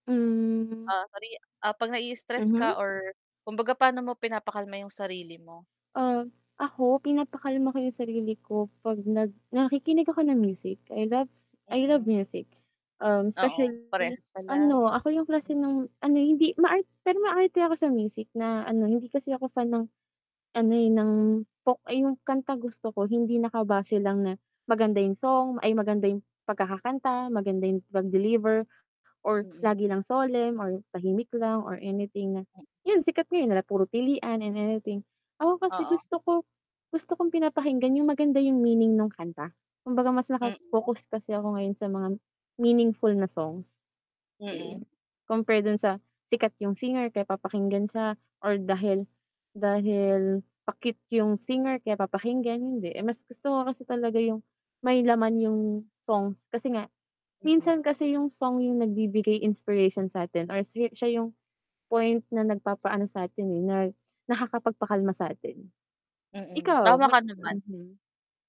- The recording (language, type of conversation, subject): Filipino, unstructured, Naalala mo ba ang unang konsiyertong napuntahan mo?
- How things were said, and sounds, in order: static; drawn out: "Hmm"; unintelligible speech; distorted speech; unintelligible speech